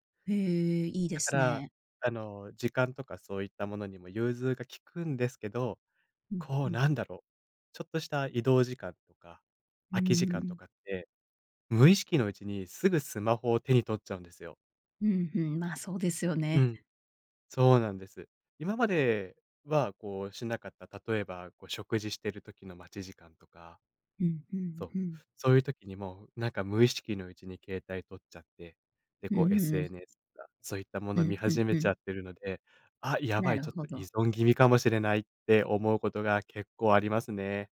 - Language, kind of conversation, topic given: Japanese, podcast, スマホ依存を感じたらどうしますか？
- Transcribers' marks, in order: none